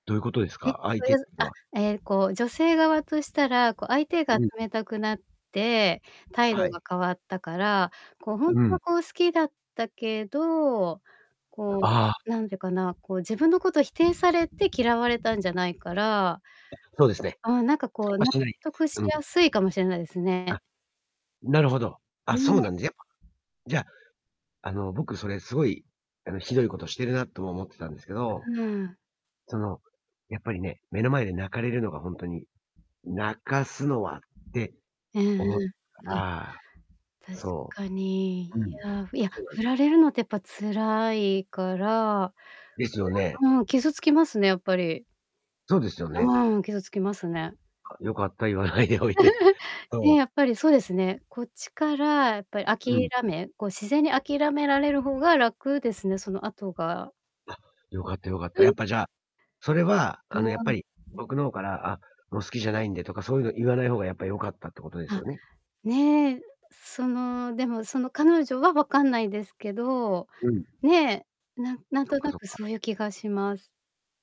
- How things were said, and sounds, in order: static; distorted speech; laughing while speaking: "言わないでおいて"; laugh
- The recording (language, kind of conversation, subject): Japanese, advice, デートで相手に別れを切り出すとき、どのように会話を進めればよいですか?